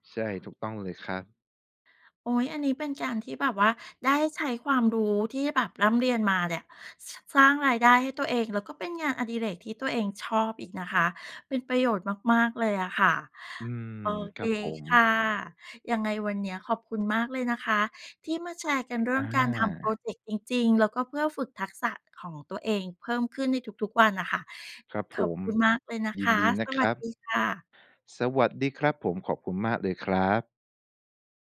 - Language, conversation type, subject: Thai, podcast, คุณทำโปรเจกต์ในโลกจริงเพื่อฝึกทักษะของตัวเองอย่างไร?
- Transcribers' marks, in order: none